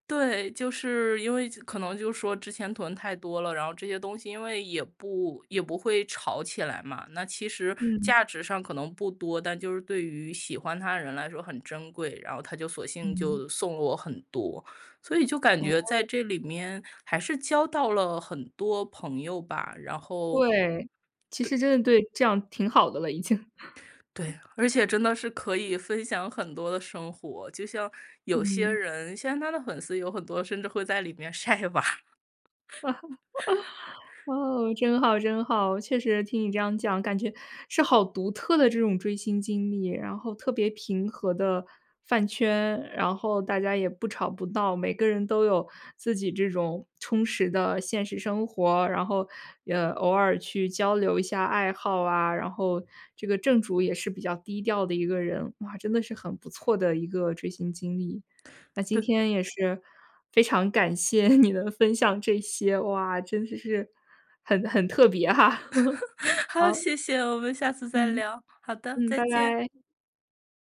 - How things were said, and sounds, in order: laughing while speaking: "已经"; chuckle; tapping; laugh; laughing while speaking: "晒娃"; laugh; laughing while speaking: "你能"; laughing while speaking: "哈"; laugh; laughing while speaking: "好，谢谢。我们下次再聊"; laugh
- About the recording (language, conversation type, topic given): Chinese, podcast, 你能和我们分享一下你的追星经历吗？